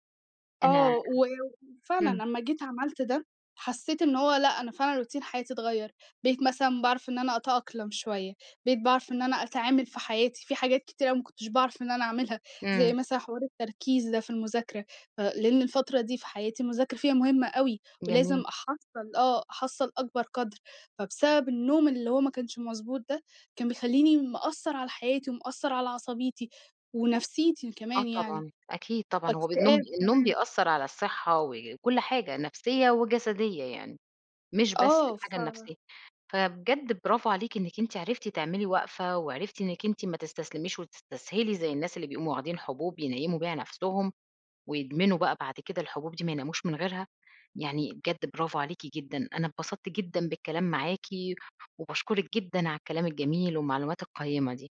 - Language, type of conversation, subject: Arabic, podcast, إيه العلامات اللي بتقول إن نومك مش مكفّي؟
- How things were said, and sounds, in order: in English: "روتين"; tapping; other noise